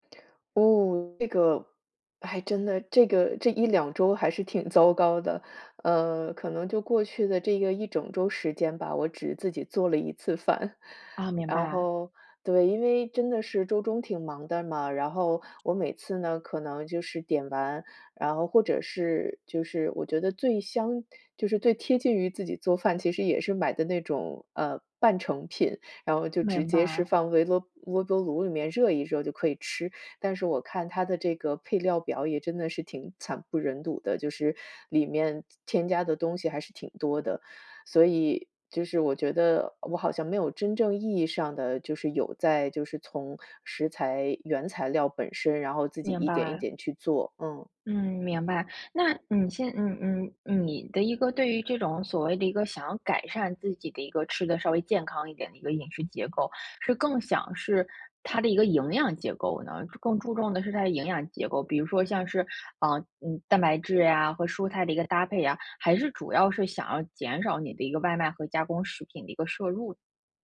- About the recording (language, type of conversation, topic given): Chinese, advice, 我怎样在预算有限的情况下吃得更健康？
- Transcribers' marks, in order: none